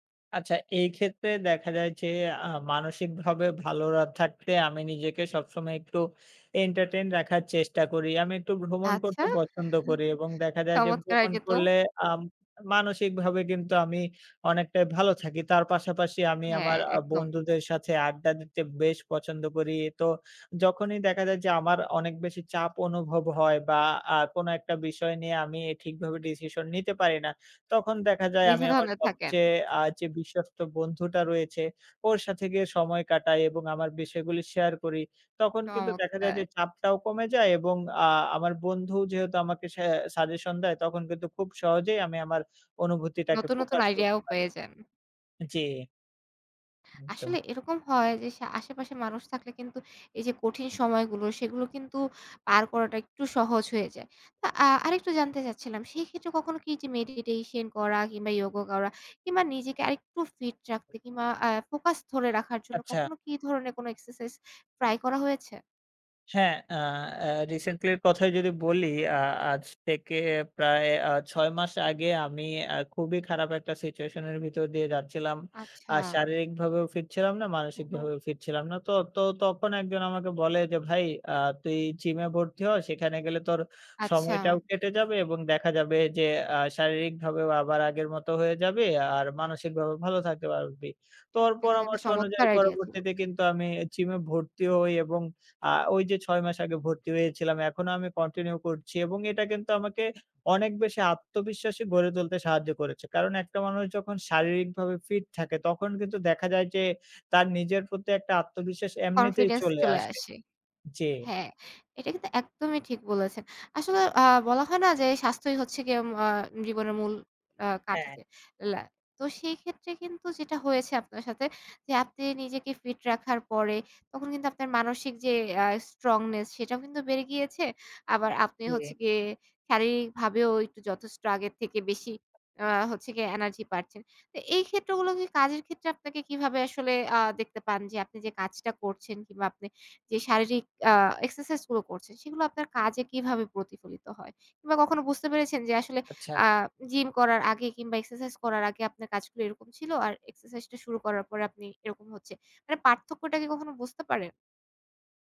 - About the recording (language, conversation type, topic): Bengali, podcast, নিজের অনুভূতিকে কখন বিশ্বাস করবেন, আর কখন সন্দেহ করবেন?
- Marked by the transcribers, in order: tapping; chuckle; other background noise; unintelligible speech; horn; in English: "স্ট্রংনেস"